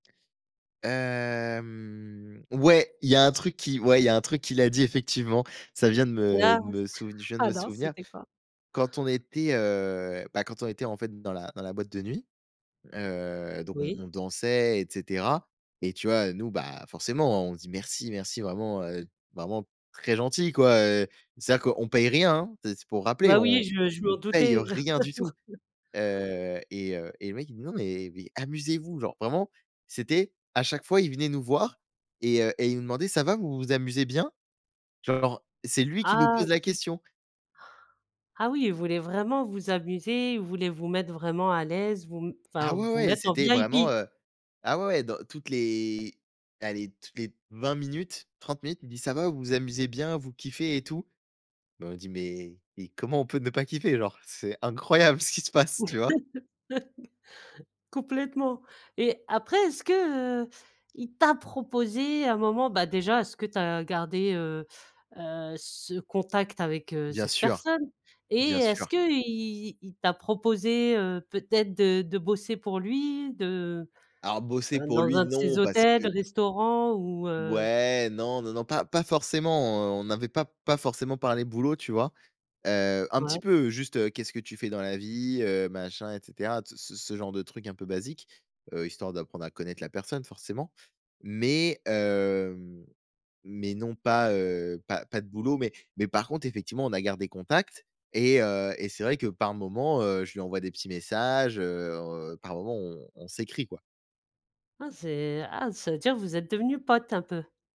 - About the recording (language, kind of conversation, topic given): French, podcast, Quelle a été ta plus belle rencontre en voyage ?
- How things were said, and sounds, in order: drawn out: "Hem"; laugh; tapping; joyful: "Mais mais comment on peut … passe , tu vois ?"; laugh; stressed: "t'a"